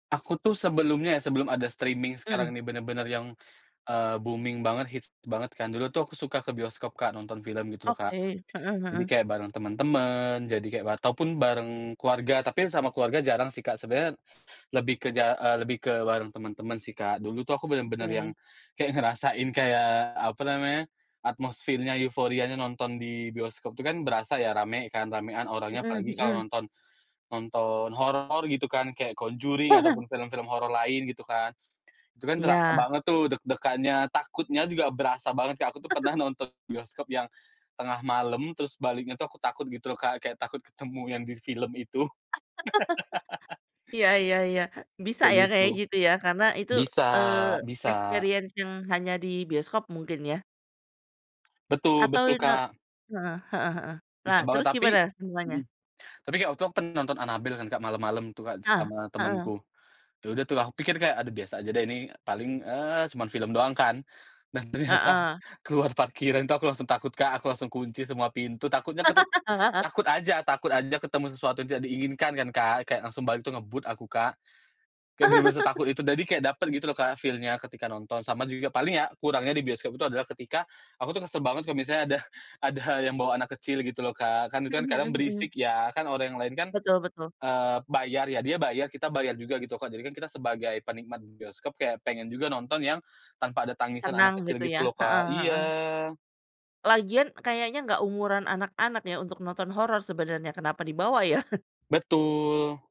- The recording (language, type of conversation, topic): Indonesian, podcast, Apa perbedaan pengalaman menikmati cerita saat menonton di bioskop dibanding menonton lewat layanan tayang daring?
- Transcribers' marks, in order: in English: "streaming"; in English: "booming"; other background noise; laugh; laugh; laugh; in English: "experience"; tapping; unintelligible speech; laughing while speaking: "ternyata, keluar parkiran"; laugh; laugh; in English: "feel-nya"; chuckle